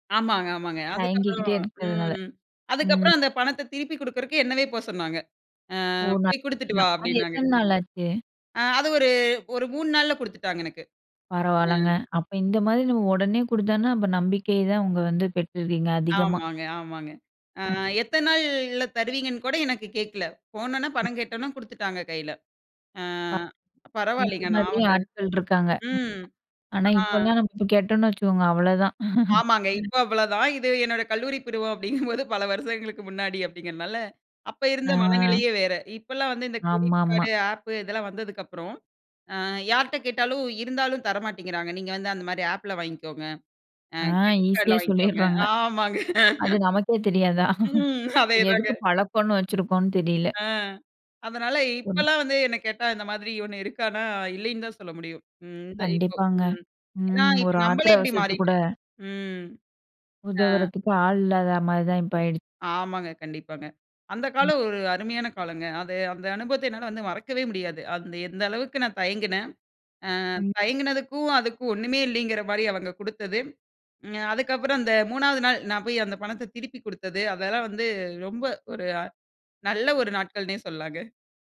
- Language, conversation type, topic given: Tamil, podcast, சுயமாக உதவி கேட்க பயந்த தருணத்தை நீங்கள் எப்படி எதிர்கொண்டீர்கள்?
- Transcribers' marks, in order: other background noise; unintelligible speech; drawn out: "அ"; chuckle; laughing while speaking: "அப்பிடிங்கும்போது"; in English: "கிரெடிட் கார்டு, அப்"; in English: "கிரெடிட் கார்ட்ல"; chuckle; laugh; laughing while speaking: "அதேதாங்க"; sad: "ஒரு ஆத்திர அவசரத்து கூட"; sad: "உதவுறதுக்கு ஆள் இல்லாத மாதிரி தான் இப்ப ஆயிடுச்சு"